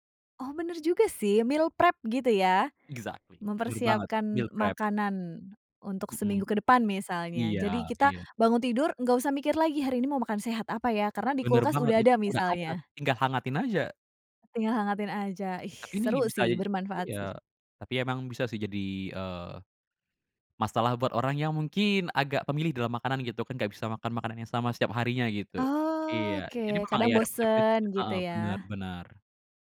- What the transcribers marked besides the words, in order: in English: "meal prep"; in English: "Exactly"; in English: "meal prep"; other background noise; drawn out: "Oke"
- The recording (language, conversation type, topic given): Indonesian, podcast, Bagaimana kamu membangun kebiasaan hidup sehat dari nol?